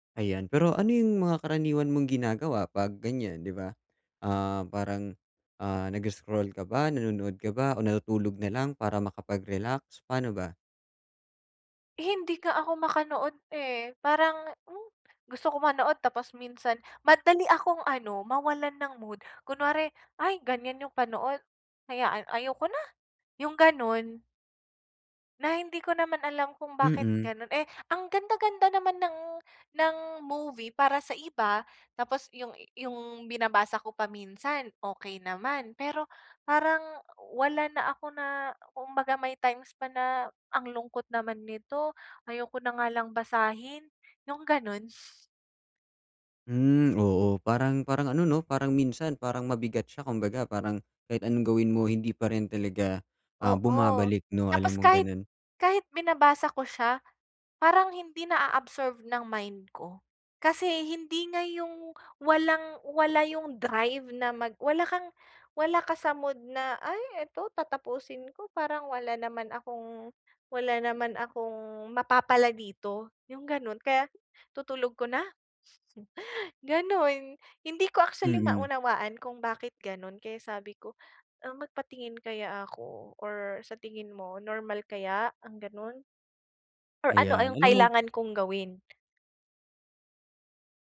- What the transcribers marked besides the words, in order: chuckle
- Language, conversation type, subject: Filipino, advice, Bakit hindi ako makahanap ng tamang timpla ng pakiramdam para magpahinga at mag-relaks?